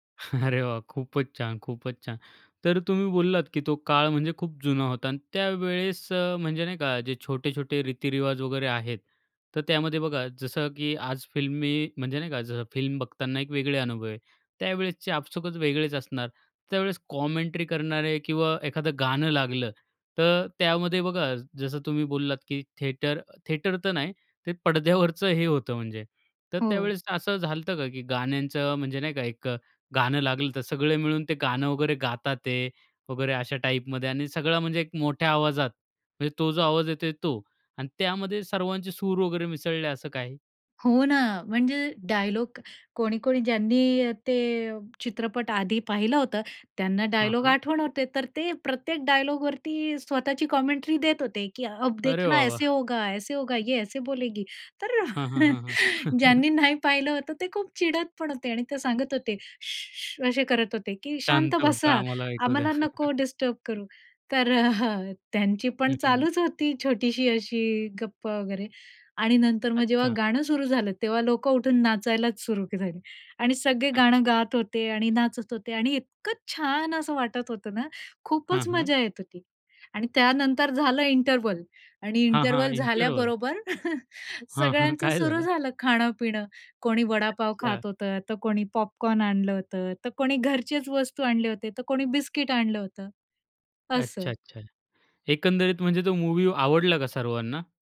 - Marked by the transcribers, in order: chuckle; in English: "कॉमेंट्री"; in English: "थिएटर, थिएटर"; in English: "कॉमेंट्री"; in Hindi: "अब देखना ऐसे होगा, ऐसे होगा, ये ऐसे बोलेगी"; chuckle; chuckle; in English: "इंटरवल"; in English: "इंटरवल"; in English: "इंटरव्हल?"; chuckle; laughing while speaking: "काय झालं?"; in English: "मूवी"
- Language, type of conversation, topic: Marathi, podcast, कुटुंबासोबतच्या त्या जुन्या चित्रपटाच्या रात्रीचा अनुभव तुला किती खास वाटला?